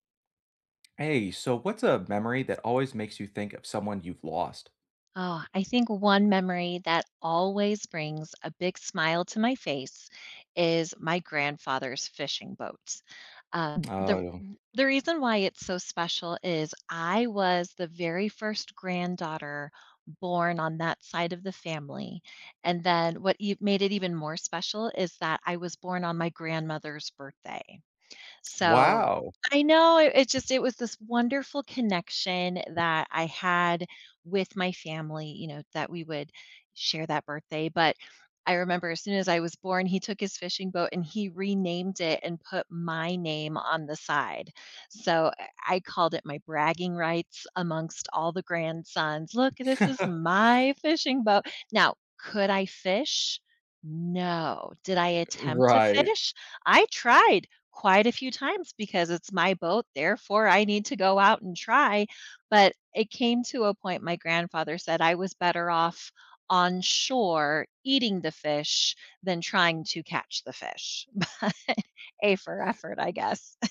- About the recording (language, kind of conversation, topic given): English, unstructured, What is a memory that always makes you think of someone you’ve lost?
- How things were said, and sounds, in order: tapping; other background noise; chuckle; chuckle